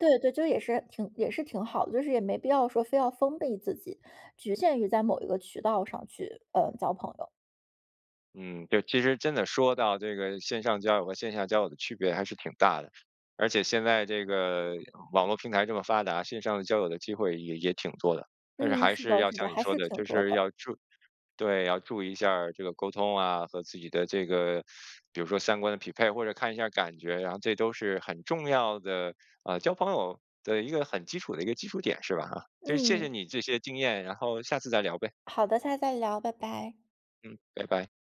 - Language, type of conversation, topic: Chinese, podcast, 你怎么看待线上交友和线下交友？
- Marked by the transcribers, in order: teeth sucking; teeth sucking